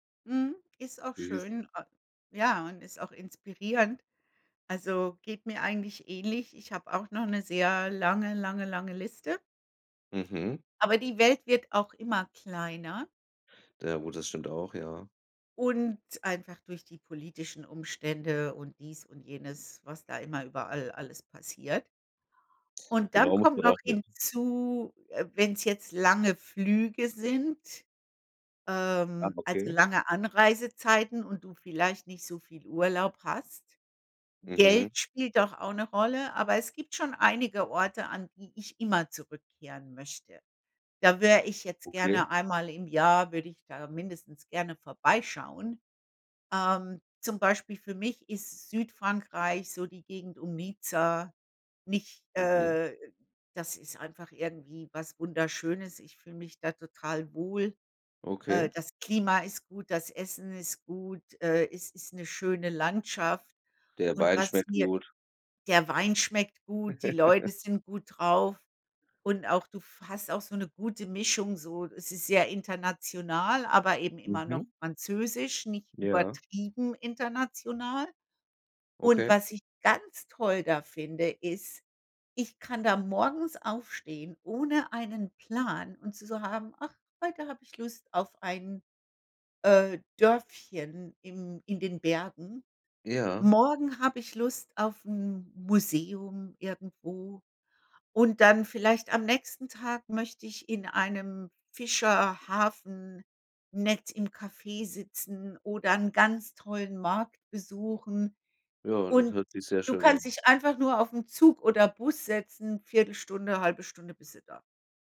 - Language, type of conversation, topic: German, unstructured, Wohin reist du am liebsten und warum?
- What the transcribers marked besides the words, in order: unintelligible speech; laugh; stressed: "ganz"